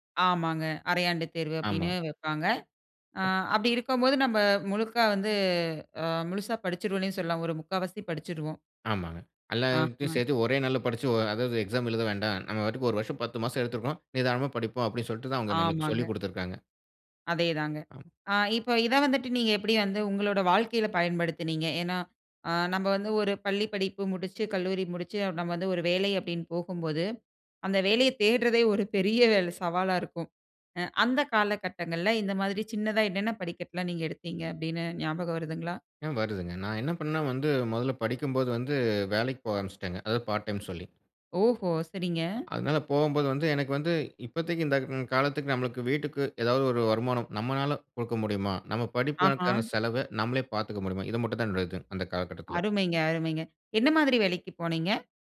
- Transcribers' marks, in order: other noise; in English: "பார்ட் டைம்"; other background noise; anticipating: "அருமைங்க, அருமைங்க. என்ன மாதிரி வேலைக்கு போனீங்க?"
- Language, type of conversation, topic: Tamil, podcast, தொடக்கத்தில் சிறிய வெற்றிகளா அல்லது பெரிய இலக்கை உடனடி பலனின்றி தொடர்ந்து நாடுவதா—இவற்றில் எது முழுமையான தீவிரக் கவன நிலையை அதிகம் தூண்டும்?